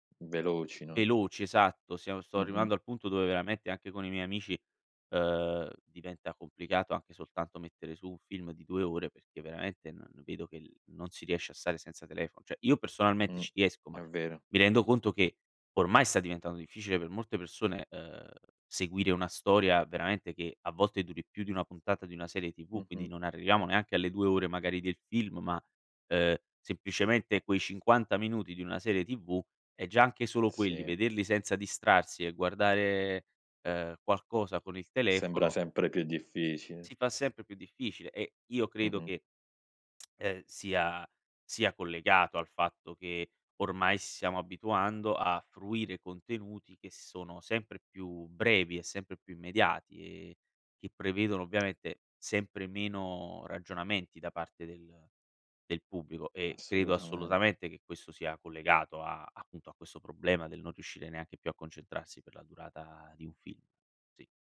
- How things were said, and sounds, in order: "cioè" said as "ceh"; other background noise; tsk
- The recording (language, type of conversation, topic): Italian, podcast, In che modo i social media trasformano le narrazioni?